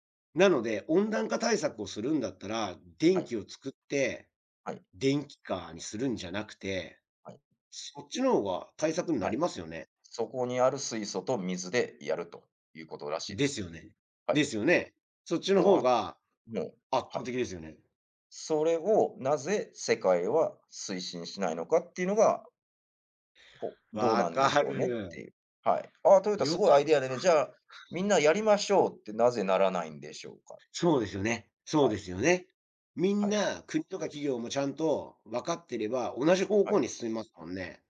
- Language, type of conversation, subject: Japanese, unstructured, 地球温暖化について、どう思いますか？
- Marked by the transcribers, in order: none